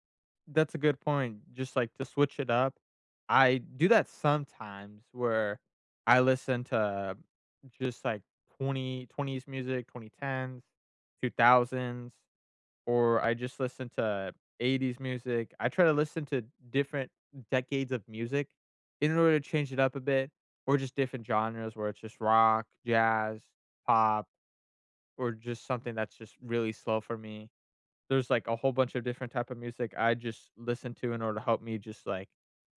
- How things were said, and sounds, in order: tapping
- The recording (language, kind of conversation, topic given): English, unstructured, How do you think music affects your mood?